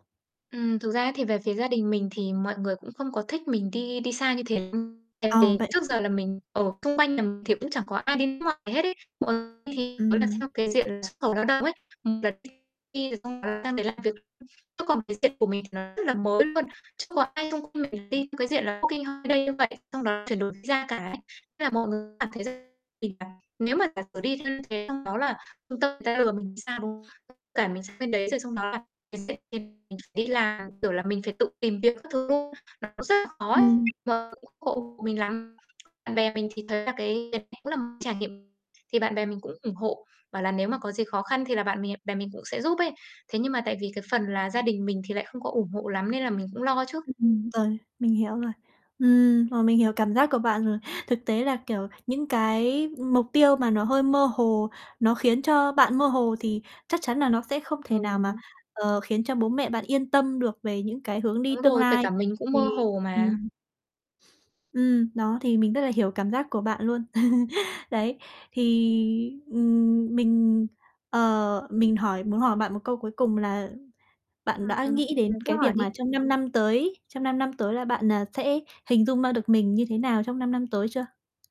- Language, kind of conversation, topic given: Vietnamese, advice, Làm thế nào để bạn biến một mục tiêu quá mơ hồ thành mục tiêu cụ thể và đo lường được?
- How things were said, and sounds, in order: distorted speech; other background noise; tapping; chuckle